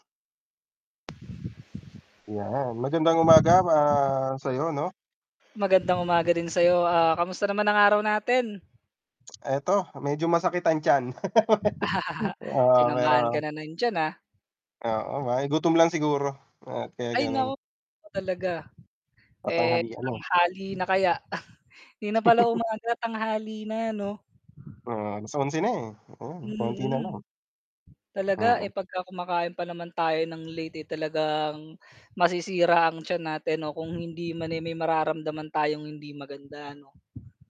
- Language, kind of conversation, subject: Filipino, unstructured, Paano mo pinananatiling malusog ang iyong katawan araw-araw?
- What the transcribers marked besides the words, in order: drawn out: "ah"; static; tapping; chuckle; wind; laugh; distorted speech; chuckle; other background noise